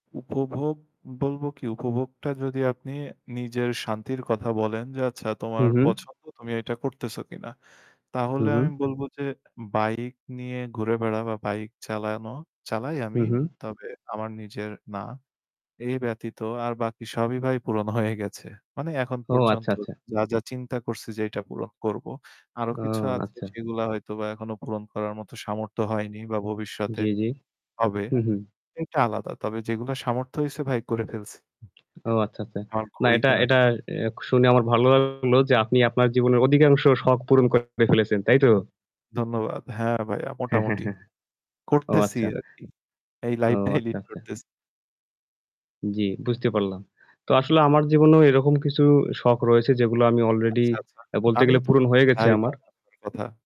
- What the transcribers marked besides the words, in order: static; "বেড়ানো" said as "বেড়া"; other background noise; tapping; distorted speech; unintelligible speech
- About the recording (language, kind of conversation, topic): Bengali, unstructured, কোন শখ তোমাকে সবচেয়ে বেশি আনন্দ দেয়?